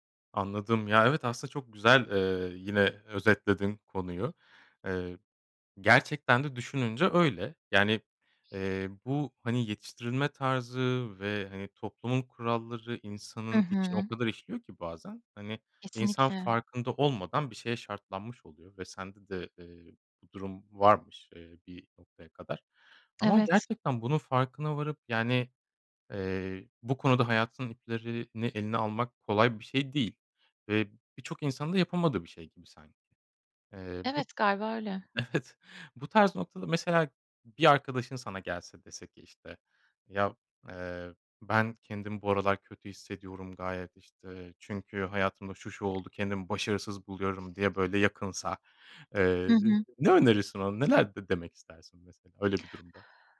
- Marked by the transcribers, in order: laughing while speaking: "Evet"; tapping; other background noise
- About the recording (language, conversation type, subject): Turkish, podcast, Başarısızlıktan sonra nasıl toparlanırsın?